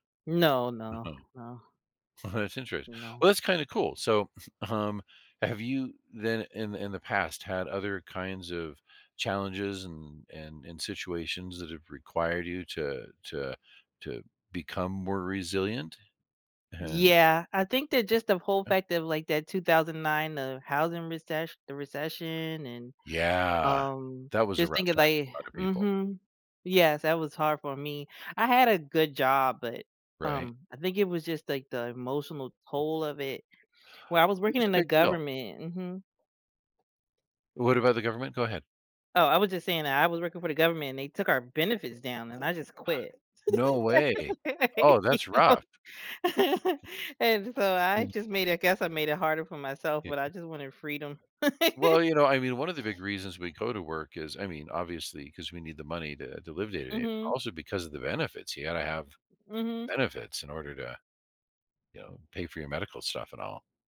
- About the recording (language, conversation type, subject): English, unstructured, How do you think building resilience can help you handle challenges in life?
- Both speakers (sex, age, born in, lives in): female, 40-44, United States, United States; male, 55-59, United States, United States
- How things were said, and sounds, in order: chuckle; other background noise; gasp; laugh; laughing while speaking: "You know, and so, I"; laugh